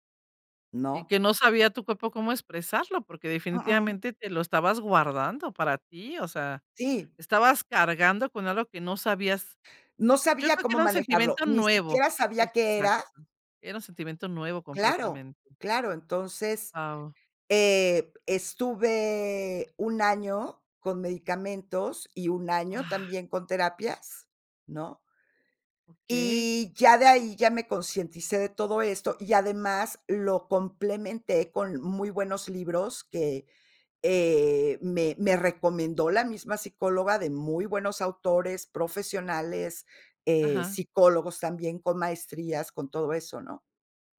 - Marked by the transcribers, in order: other background noise
- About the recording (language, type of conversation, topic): Spanish, podcast, ¿Cuándo decides pedir ayuda profesional en lugar de a tus amigos?